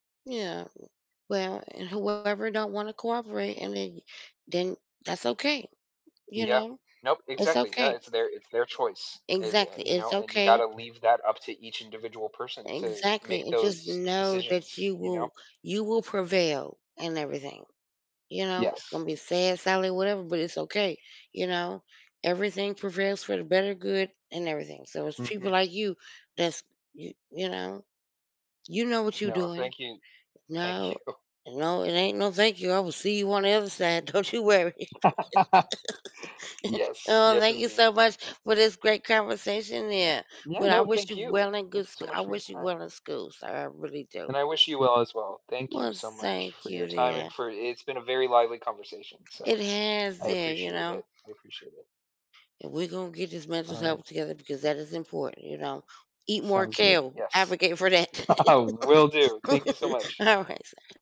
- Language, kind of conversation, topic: English, unstructured, How does the food we eat affect our mental well-being in today's busy world?
- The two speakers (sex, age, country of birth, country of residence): female, 50-54, United States, United States; male, 20-24, United States, United States
- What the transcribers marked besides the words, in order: laughing while speaking: "Thank you"; laughing while speaking: "don't you worry"; laugh; chuckle; chuckle; chuckle; laughing while speaking: "Alright sir"